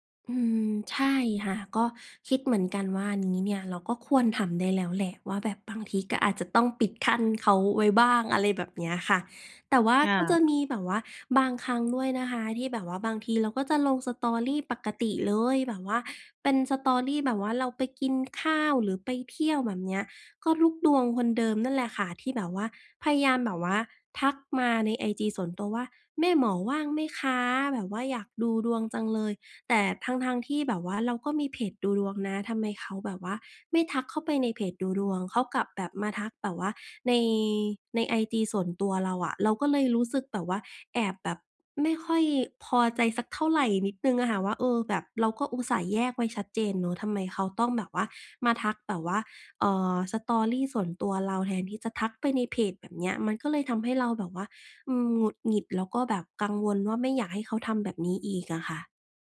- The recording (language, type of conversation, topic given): Thai, advice, ฉันควรเริ่มอย่างไรเพื่อแยกงานกับชีวิตส่วนตัวให้ดีขึ้น?
- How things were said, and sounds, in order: other background noise; in English: "Story"; in English: "Story"; in English: "Story"